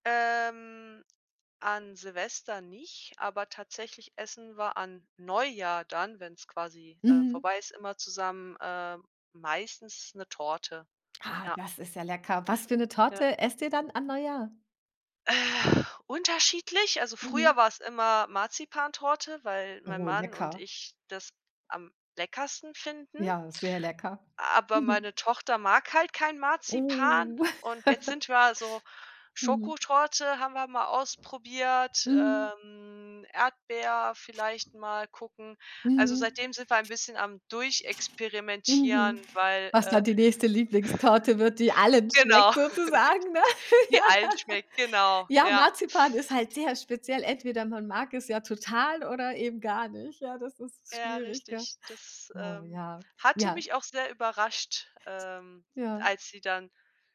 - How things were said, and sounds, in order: drawn out: "Ähm"; stressed: "Neujahr"; anticipating: "Ah, das ist ja lecker … dann an Neujahr?"; drawn out: "Uh"; giggle; other background noise; joyful: "was dann die nächste Lieblingstorte wird, die allen schmeckt sozusagen, ne?"; laugh; laughing while speaking: "Ja"; joyful: "total oder eben gar nicht, ja, das ist schwierig, gell?"
- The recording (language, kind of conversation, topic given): German, podcast, Wie feiert ihr Silvester und Neujahr?